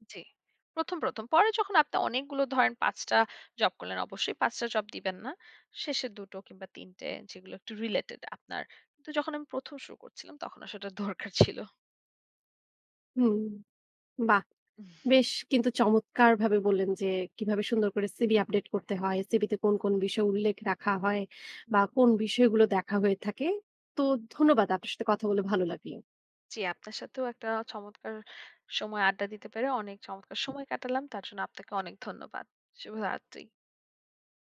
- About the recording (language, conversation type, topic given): Bengali, podcast, সিভি লেখার সময় সবচেয়ে বেশি কোন বিষয়টিতে নজর দেওয়া উচিত?
- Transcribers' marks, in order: laughing while speaking: "আসলে দরকার ছিল"; tongue click